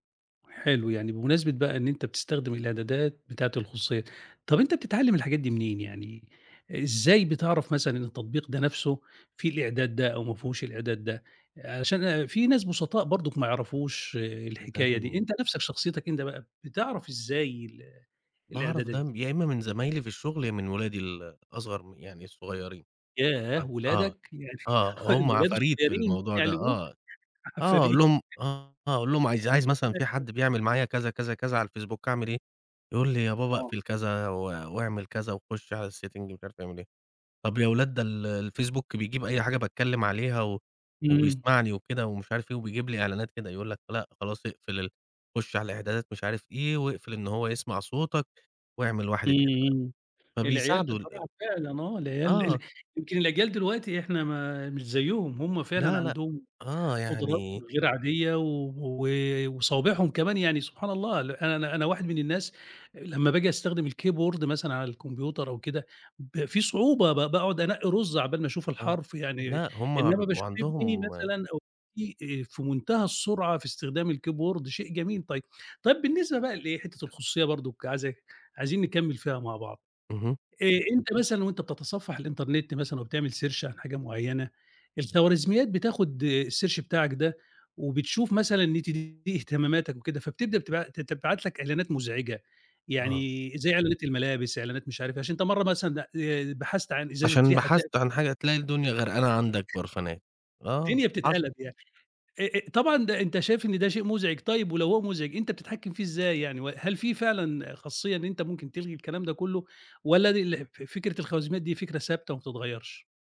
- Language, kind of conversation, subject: Arabic, podcast, إزاي بتتعامل مع إشعارات التطبيقات اللي بتضايقك؟
- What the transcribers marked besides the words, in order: tapping; unintelligible speech; chuckle; laughing while speaking: "عفاريت"; other background noise; unintelligible speech; in English: "الsetting"; in English: "الكيبورد"; in English: "الكيبورد"; in English: "search"; in English: "الsearch"; unintelligible speech